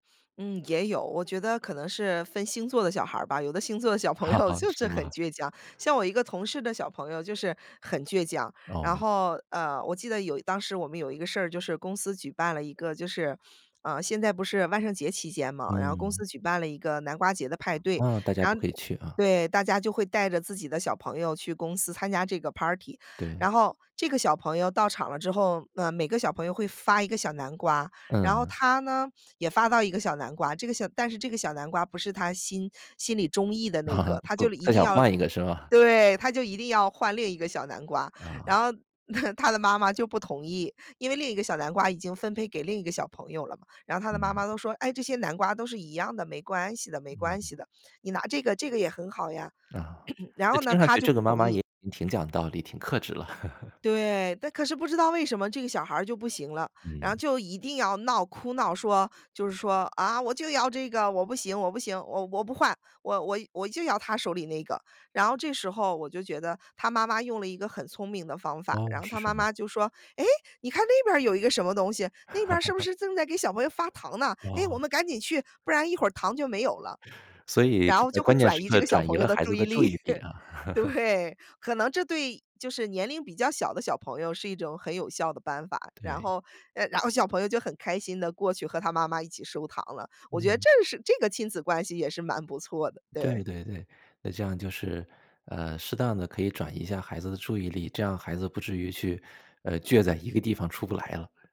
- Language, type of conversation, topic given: Chinese, podcast, 在忙碌的生活中，如何维持良好的亲子关系？
- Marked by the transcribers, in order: laugh; laughing while speaking: "小朋友"; laugh; chuckle; throat clearing; laugh; laugh; laugh; laughing while speaking: "对"